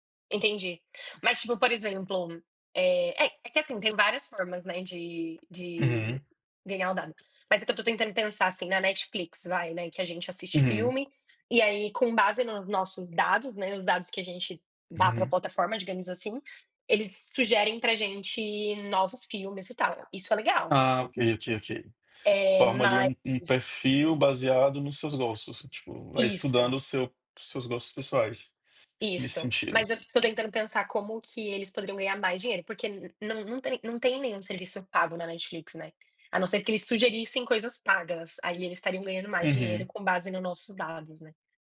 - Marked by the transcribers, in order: tapping; "plataforma" said as "platoforma"
- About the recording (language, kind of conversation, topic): Portuguese, unstructured, Você acha justo que as empresas usem seus dados para ganhar dinheiro?
- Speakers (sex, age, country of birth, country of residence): female, 30-34, Brazil, United States; male, 30-34, Brazil, Portugal